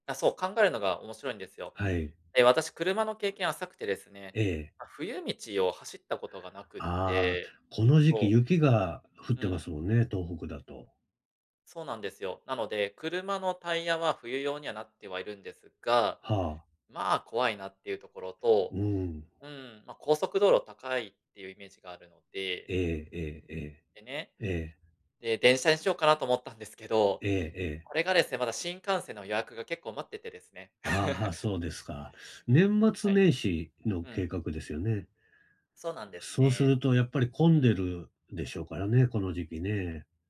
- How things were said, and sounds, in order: other background noise; laugh
- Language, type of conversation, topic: Japanese, advice, 旅行の計画がうまくいかないのですが、どうすればいいですか？